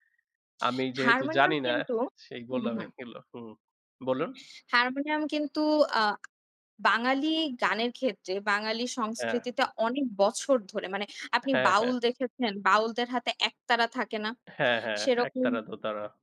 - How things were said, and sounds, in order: unintelligible speech; other background noise
- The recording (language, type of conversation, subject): Bengali, unstructured, তুমি যদি এক দিনের জন্য যেকোনো বাদ্যযন্ত্র বাজাতে পারতে, কোনটি বাজাতে চাইতে?